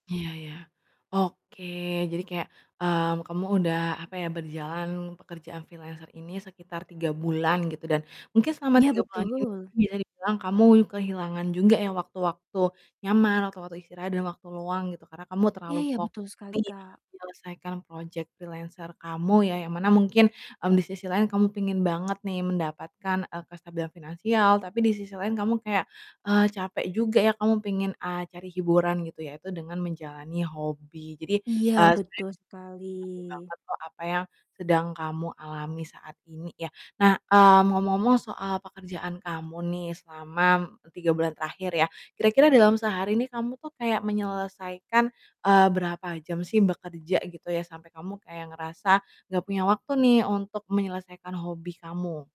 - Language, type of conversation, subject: Indonesian, advice, Bagaimana cara menemukan waktu setiap hari untuk melakukan hobi saya?
- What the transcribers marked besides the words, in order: in English: "freelancer"; distorted speech; in English: "freelancer"; tapping